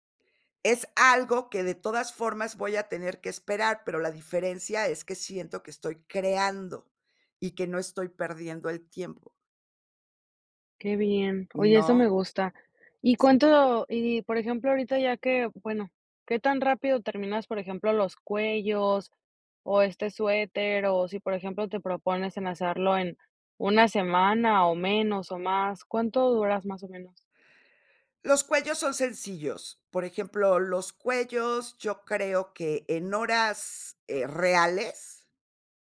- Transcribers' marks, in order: other background noise
- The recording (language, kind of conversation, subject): Spanish, podcast, ¿Cómo encuentras tiempo para crear entre tus obligaciones?